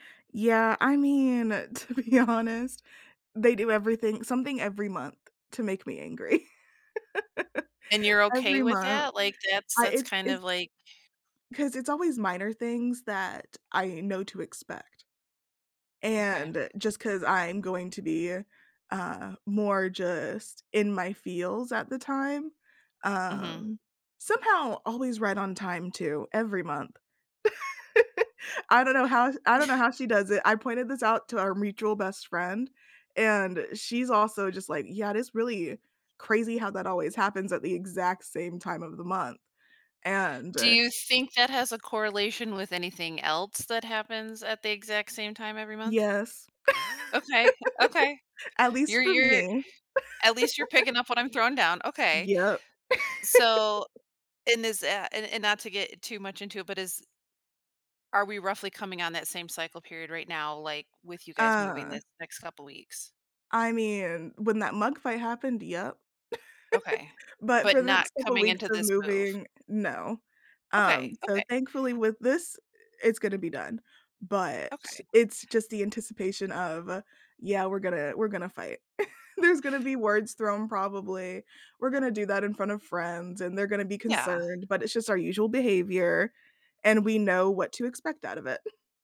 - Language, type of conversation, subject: English, advice, How should I handle a disagreement with a close friend?
- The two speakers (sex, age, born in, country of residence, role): female, 25-29, United States, United States, user; female, 45-49, United States, United States, advisor
- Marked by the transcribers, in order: laughing while speaking: "to be honest"; laugh; laugh; chuckle; other background noise; "else" said as "elts"; tapping; laugh; laugh; background speech; laugh; laugh; inhale; chuckle